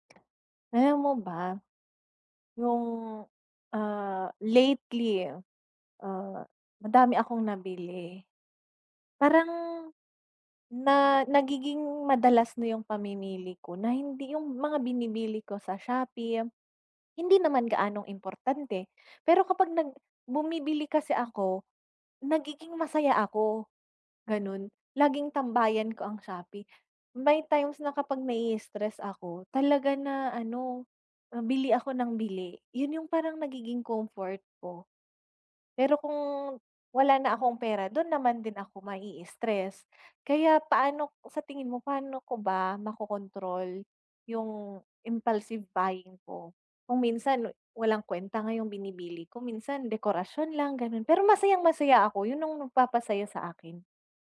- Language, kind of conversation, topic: Filipino, advice, Paano ko mapipigilan ang impulsibong pamimili sa araw-araw?
- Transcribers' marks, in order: tapping